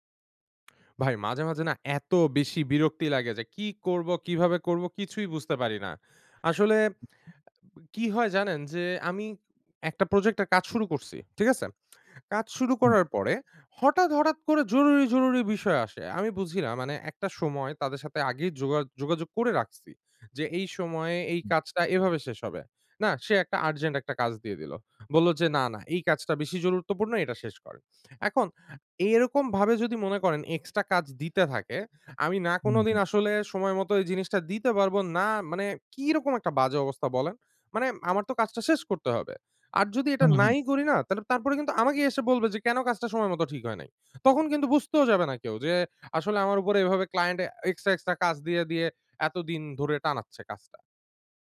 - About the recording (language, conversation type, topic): Bengali, advice, হঠাৎ জরুরি কাজ এসে আপনার ব্যবস্থাপনা ও পরিকল্পনা কীভাবে বিঘ্নিত হয়?
- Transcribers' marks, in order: angry: "এত বেশি বিরক্তি লাগে, যে … বুঝতে পারি না"; lip smack; tapping; surprised: "হঠাৎ, হঠাৎ করে জরুরি, জরুরি বিষয় আসে!"; "গুরুত্বপূর্ণ" said as "জরুরত্বপূর্ণ"; angry: "আমাকেই এসে বলবে, যে কেন … ধরে টানাচ্ছে কাজটা"